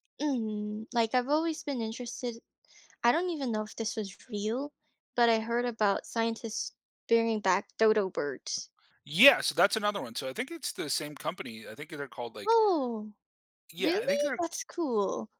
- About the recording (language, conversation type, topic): English, unstructured, What kinds of news stories spark your curiosity and make you want to learn more?
- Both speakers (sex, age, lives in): female, 20-24, United States; male, 35-39, United States
- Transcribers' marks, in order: other background noise